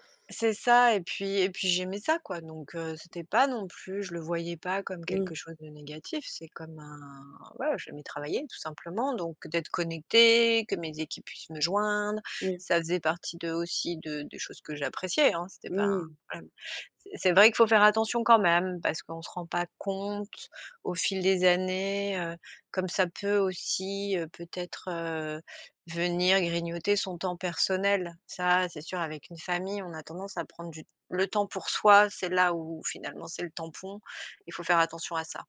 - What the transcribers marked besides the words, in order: stressed: "connectée"; stressed: "joindre"; stressed: "compte"; stressed: "soi"; tapping
- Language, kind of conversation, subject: French, podcast, Quelles habitudes numériques t’aident à déconnecter ?